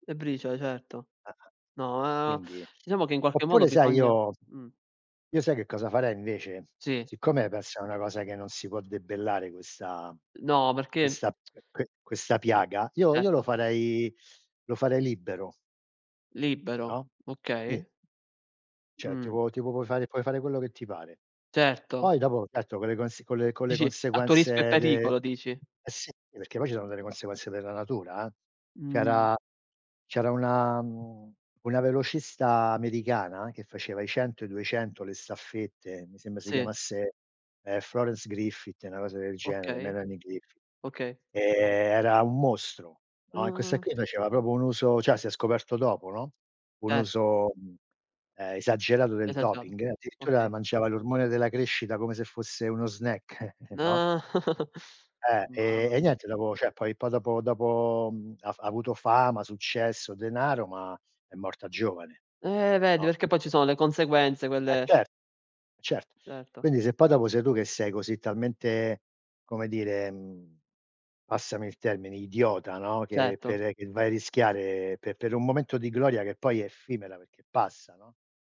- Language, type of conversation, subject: Italian, unstructured, È giusto che chi fa doping venga squalificato a vita?
- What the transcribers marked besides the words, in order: other background noise; tsk; "Certo" said as "cetto"; drawn out: "Ah"; "proprio" said as "propo"; "Esagerato" said as "esagiato"; chuckle; drawn out: "No"; chuckle; drawn out: "Eh"